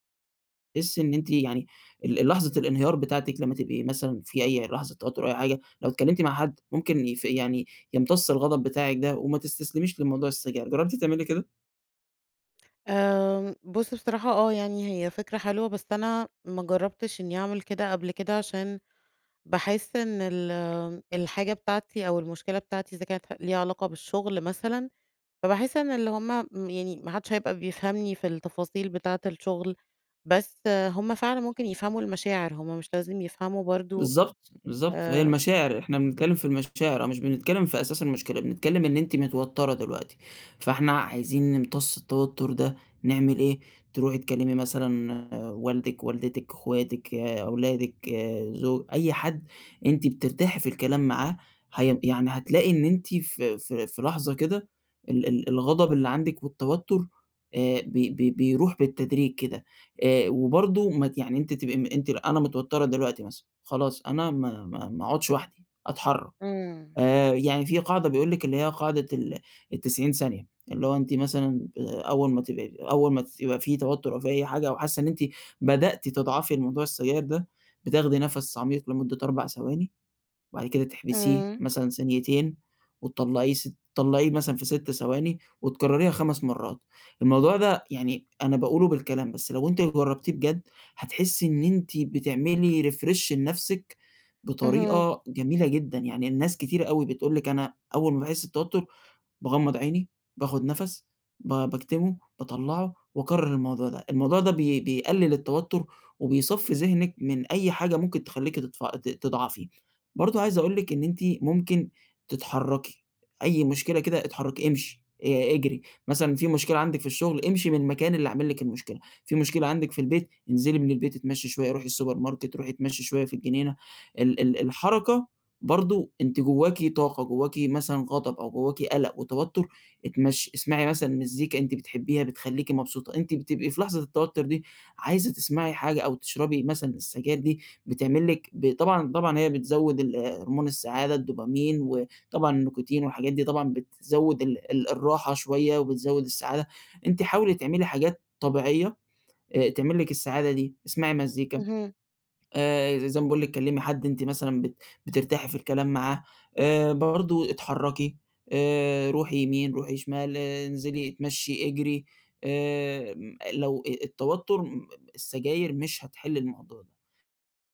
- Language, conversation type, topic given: Arabic, advice, إمتى بتلاقي نفسك بترجع لعادات مؤذية لما بتتوتر؟
- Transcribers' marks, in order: in English: "refresh"; in English: "السوبر ماركت"; unintelligible speech